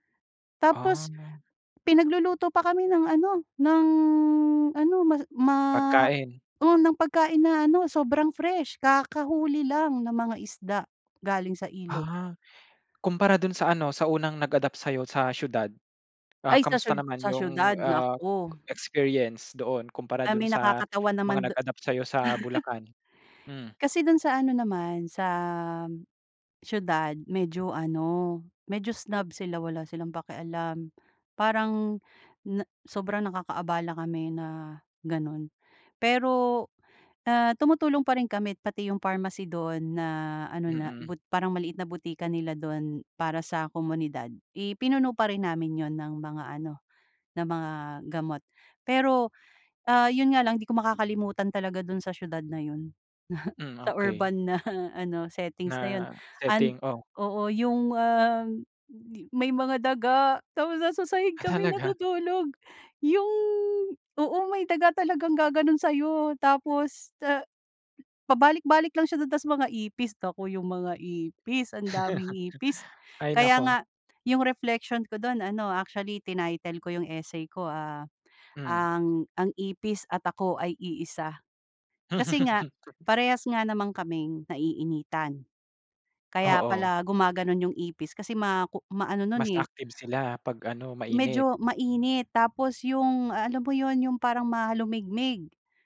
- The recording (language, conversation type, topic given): Filipino, podcast, Ano ang pinaka-nakakagulat na kabutihang-loob na naranasan mo sa ibang lugar?
- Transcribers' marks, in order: chuckle; chuckle; laughing while speaking: "na"; laughing while speaking: "Ah, talaga?"; chuckle; laugh